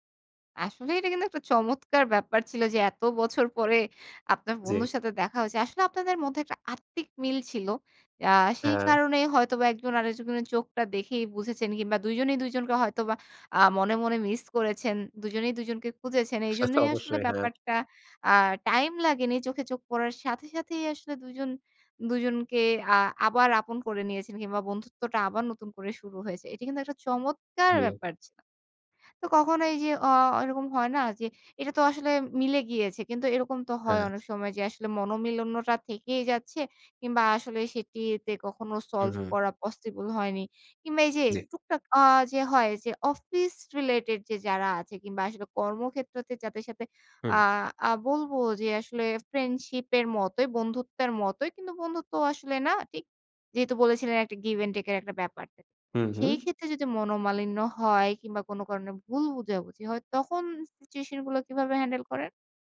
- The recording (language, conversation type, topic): Bengali, podcast, পুরনো ও নতুন বন্ধুত্বের মধ্যে ভারসাম্য রাখার উপায়
- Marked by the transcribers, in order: joyful: "আসলে এইটা কিন্তু একটা চমৎকার … সাথে দেখা হয়েছে"; chuckle; joyful: "মিস করেছেন"; trusting: "সে তো অবশ্যই"; joyful: "একটা চমৎকার ব্যাপার ছিল"; other background noise; "মনোমালিন্য" said as "মনোমিলন্য"; in English: "related"; in English: "give and take"; in English: "handle"